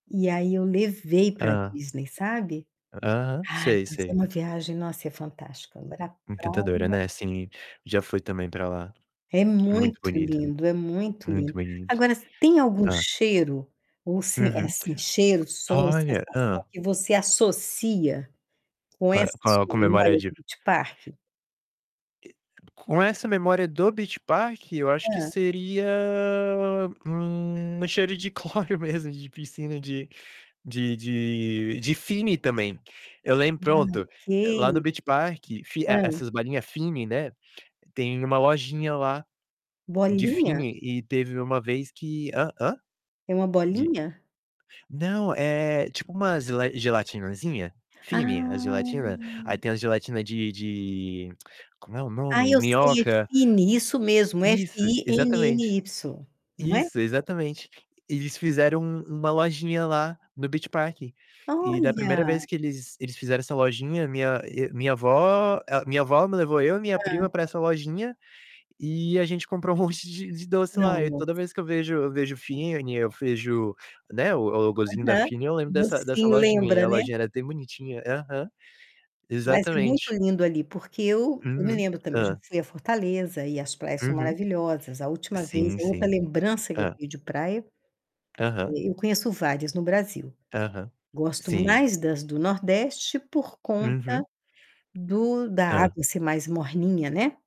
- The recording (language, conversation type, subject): Portuguese, unstructured, Qual é a lembrança mais feliz que você tem na praia?
- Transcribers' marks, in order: distorted speech; other background noise; unintelligible speech; tapping; static; laughing while speaking: "cloro mesmo"; unintelligible speech; drawn out: "Ah"; unintelligible speech